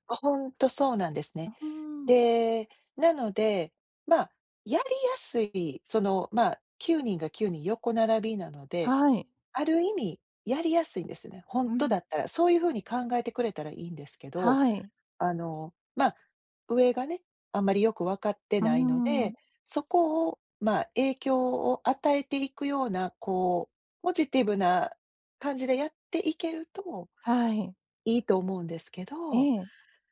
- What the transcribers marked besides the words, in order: none
- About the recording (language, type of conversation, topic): Japanese, advice, 関係を壊さずに相手に改善を促すフィードバックはどのように伝えればよいですか？